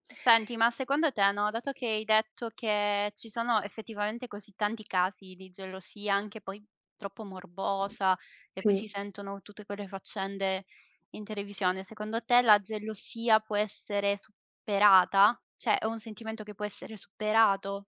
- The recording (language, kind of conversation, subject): Italian, unstructured, Pensi che la gelosia sia un segno d’amore o di insicurezza?
- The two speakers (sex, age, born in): female, 25-29, Italy; female, 45-49, Italy
- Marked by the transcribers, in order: other background noise; "Cioè" said as "ceh"